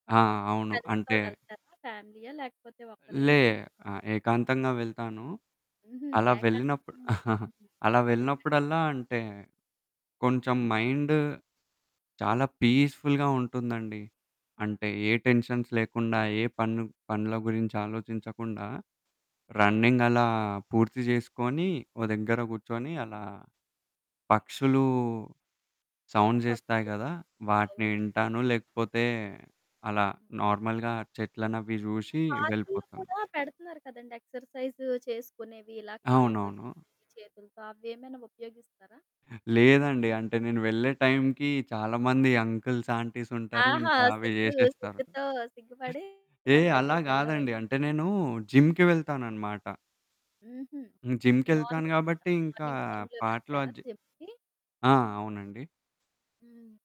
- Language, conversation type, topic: Telugu, podcast, ఒత్తిడి నుంచి బయటపడేందుకు మీరు సాధారణంగా ఏ పద్ధతులు పాటిస్తారు?
- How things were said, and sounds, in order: in English: "ఫ్రెండ్స్‌తో"; static; chuckle; in English: "మైండ్"; in English: "పీస్ఫుల్‌గా"; in English: "టెన్షన్స్"; in English: "రన్నింగ్"; in English: "సౌండ్"; in English: "నార్మల్‌గా"; other background noise; distorted speech; in English: "అంకల్స్, ఆంటీస్"; in English: "జిమ్‌కి"; in English: "మార్నింగ్, టా మార్నింగ్ టైమ్‌లో"; in English: "జిమ్‌కెళ్తాను"; in English: "జిమ్‌కి?"